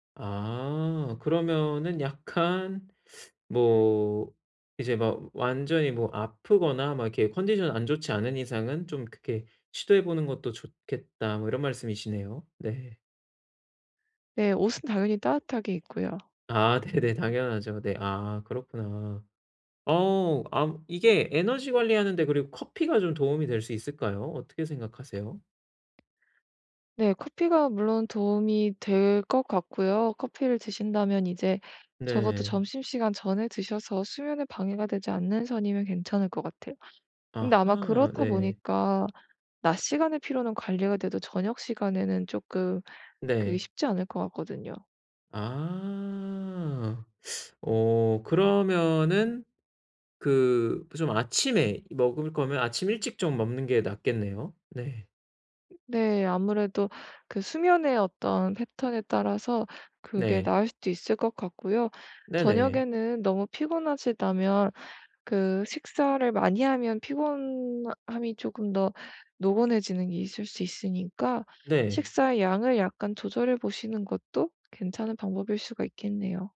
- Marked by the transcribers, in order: laughing while speaking: "약간"; laughing while speaking: "네네"; other background noise; tapping
- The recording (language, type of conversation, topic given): Korean, advice, 하루 동안 에너지를 더 잘 관리하려면 어떻게 해야 하나요?